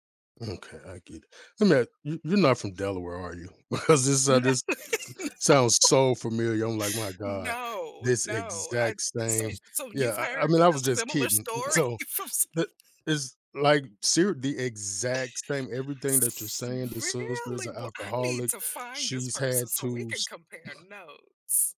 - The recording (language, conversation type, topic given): English, advice, How can I stay calm at the family gathering?
- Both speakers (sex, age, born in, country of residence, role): female, 50-54, United States, United States, user; male, 50-54, United States, United States, advisor
- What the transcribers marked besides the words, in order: laughing while speaking: "No. No"; laughing while speaking: "Because"; laughing while speaking: "story? F so"; unintelligible speech